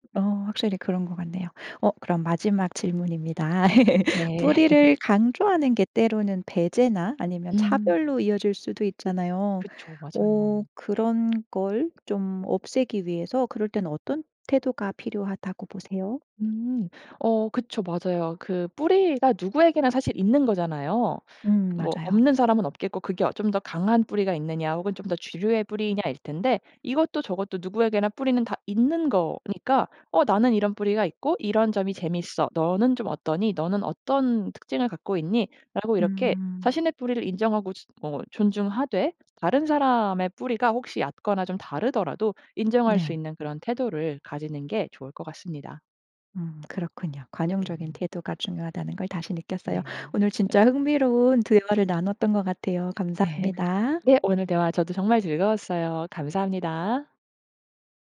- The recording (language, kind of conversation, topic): Korean, podcast, 세대에 따라 ‘뿌리’를 바라보는 관점은 어떻게 다른가요?
- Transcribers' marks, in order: laugh; other background noise; tapping; other noise